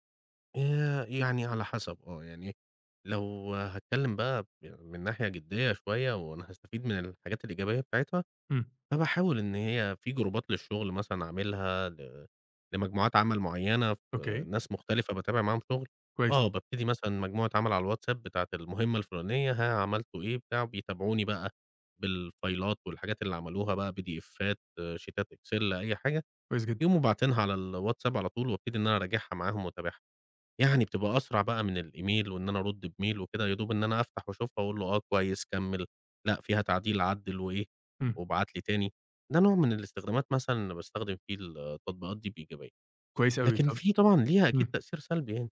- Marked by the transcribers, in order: in English: "جروبات"; in English: "بالفايلات"; in English: "بي دي إفّات، شيتات"; in English: "الemail"; in English: "بmail"
- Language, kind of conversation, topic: Arabic, podcast, إيه رأيك في تأثير السوشيال ميديا على العلاقات؟